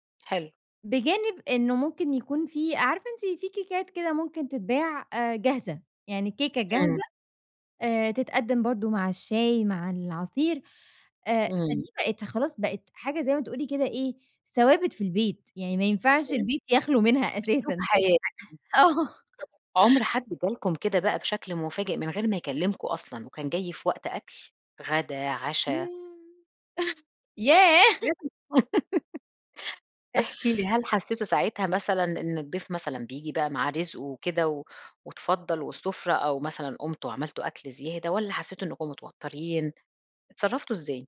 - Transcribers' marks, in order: unintelligible speech; laughing while speaking: "آه"; chuckle; laugh
- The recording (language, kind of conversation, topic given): Arabic, podcast, إزاي بتحضّري البيت لاستقبال ضيوف على غفلة؟